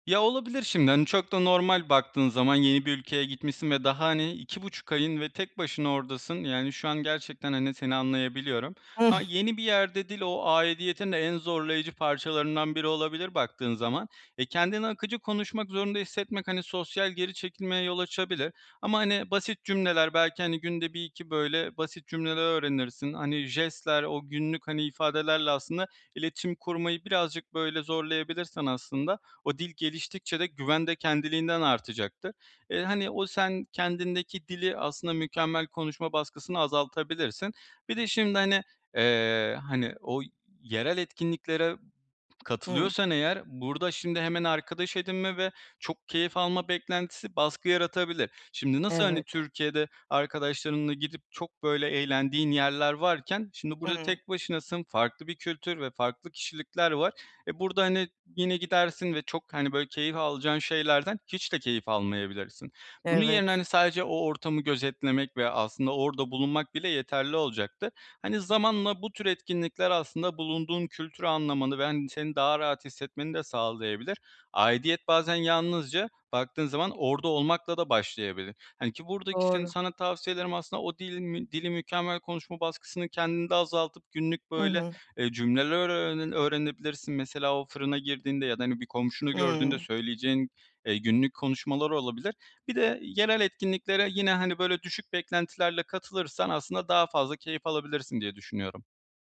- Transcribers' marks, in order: chuckle
- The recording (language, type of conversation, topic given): Turkish, advice, Yeni bir yerde kendimi nasıl daha çabuk ait hissedebilirim?